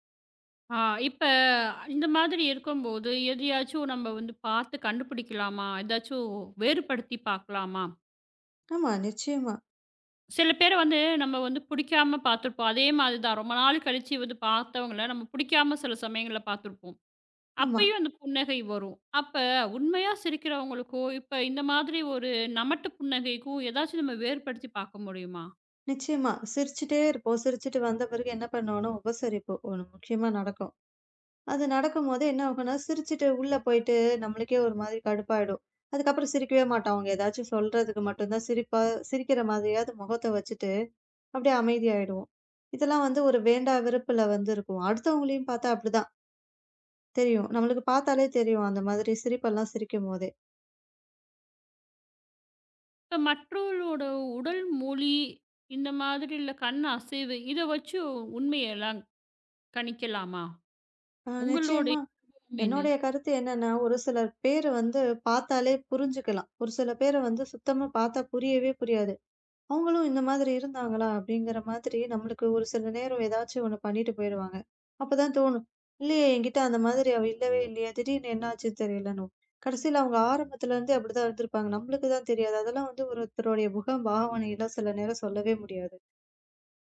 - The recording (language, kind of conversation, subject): Tamil, podcast, சிரித்துக்கொண்டிருக்கும் போது அந்தச் சிரிப்பு உண்மையானதா இல்லையா என்பதை நீங்கள் எப்படி அறிகிறீர்கள்?
- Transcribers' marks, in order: other noise; unintelligible speech